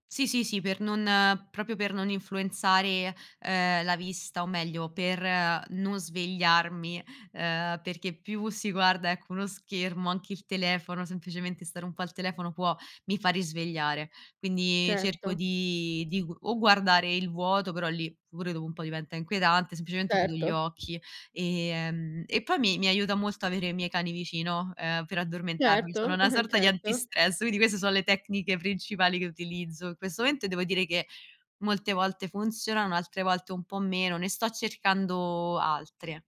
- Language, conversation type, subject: Italian, podcast, Quali segnali il tuo corpo ti manda quando sei stressato?
- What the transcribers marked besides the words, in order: "proprio" said as "propio"; other background noise; chuckle